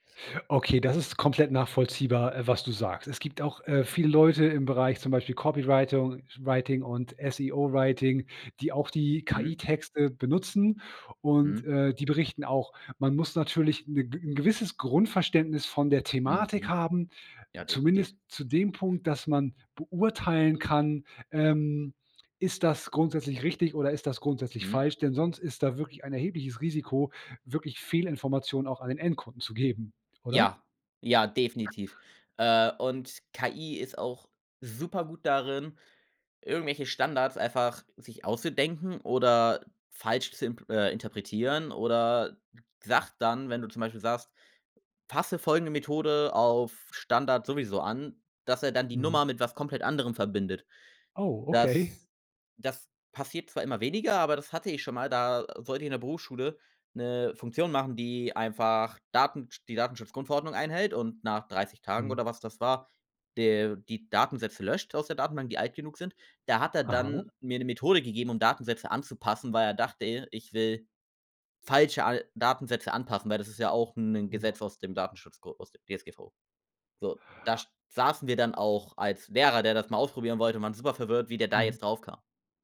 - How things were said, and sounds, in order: in English: "Copywritung writing"; in English: "SEO-Writing"; unintelligible speech; unintelligible speech
- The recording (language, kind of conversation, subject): German, podcast, Wann gehst du lieber ein Risiko ein, als auf Sicherheit zu setzen?